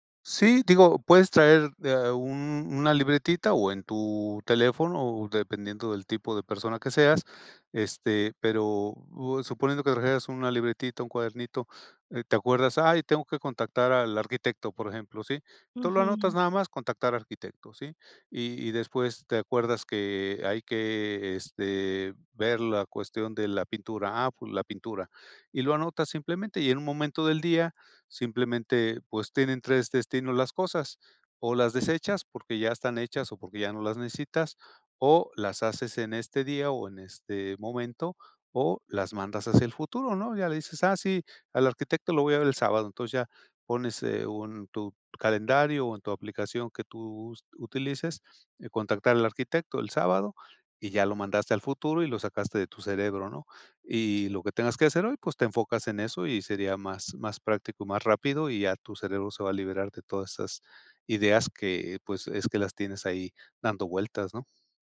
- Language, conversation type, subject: Spanish, advice, ¿Por qué me cuesta relajarme y desconectar?
- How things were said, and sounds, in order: other background noise